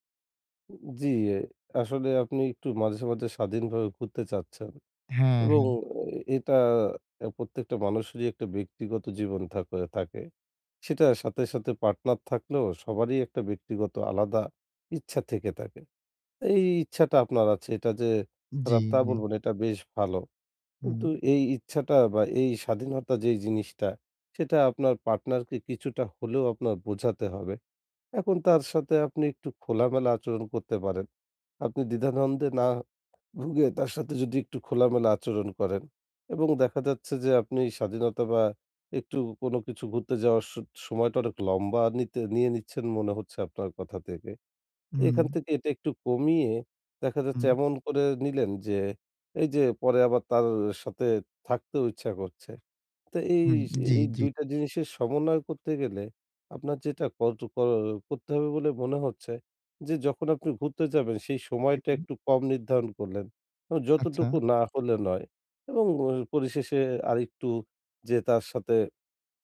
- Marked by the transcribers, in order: tapping; other background noise
- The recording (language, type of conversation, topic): Bengali, advice, সম্পর্কে স্বাধীনতা ও ঘনিষ্ঠতার মধ্যে কীভাবে ভারসাম্য রাখবেন?